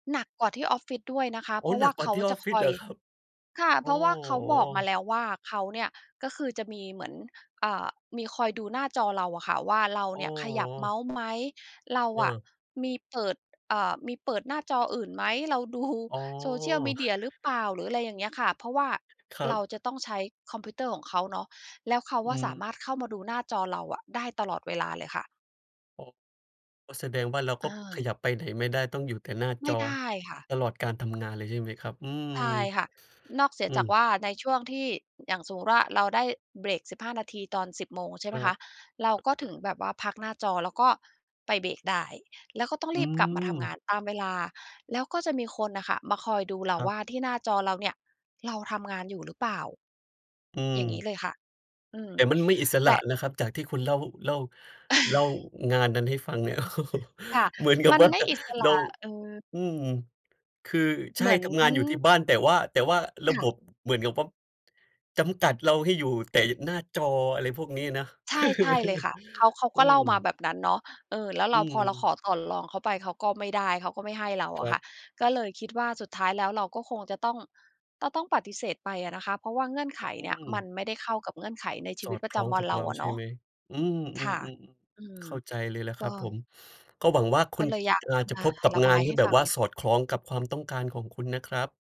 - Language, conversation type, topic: Thai, advice, จะต่อรองเงื่อนไขสัญญาหรือข้อเสนองานอย่างไรให้ได้ผล?
- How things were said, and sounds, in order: surprised: "โอ้ หนักกว่าที่ออฟฟิศเหรอครับ ?"; chuckle; sigh; chuckle; laughing while speaking: "ว่า"; chuckle